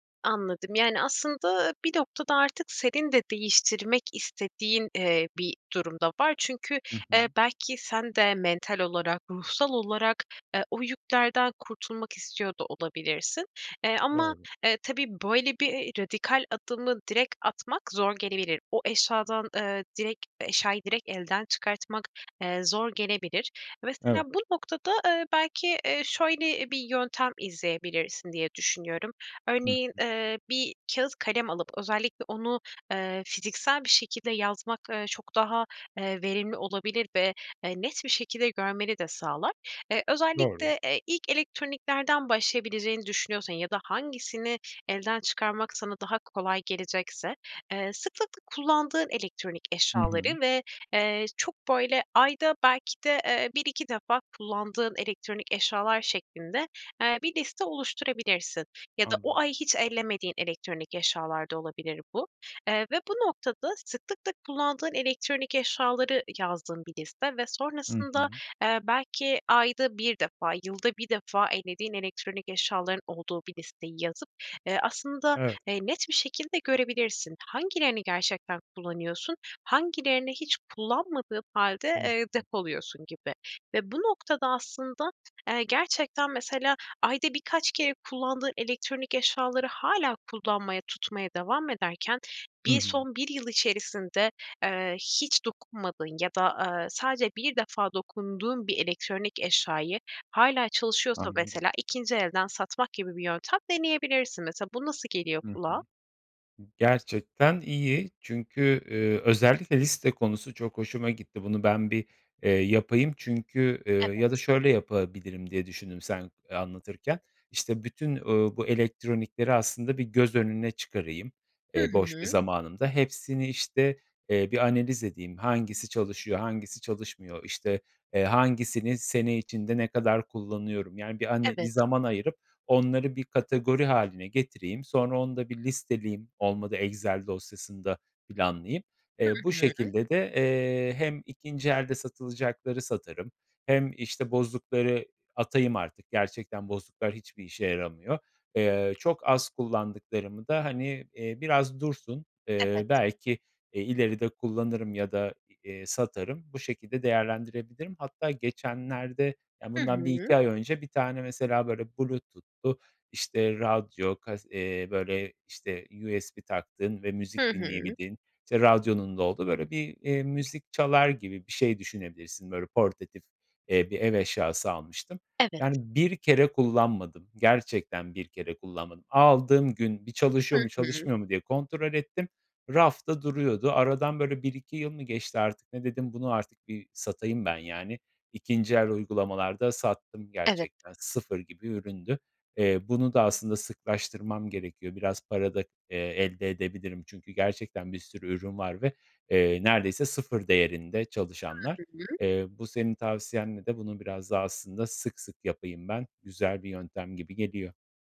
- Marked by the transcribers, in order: unintelligible speech
- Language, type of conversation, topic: Turkish, advice, Evde gereksiz eşyalar birikiyor ve yer kalmıyor; bu durumu nasıl çözebilirim?